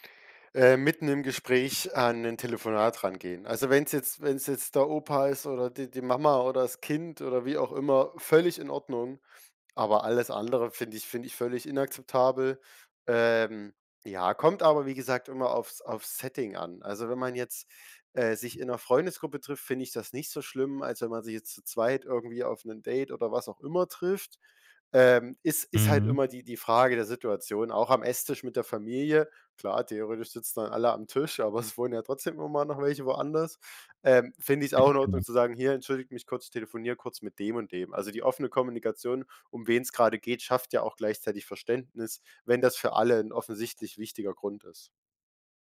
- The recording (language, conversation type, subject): German, podcast, Wie ziehst du persönlich Grenzen bei der Smartphone-Nutzung?
- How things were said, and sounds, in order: laughing while speaking: "es"; other noise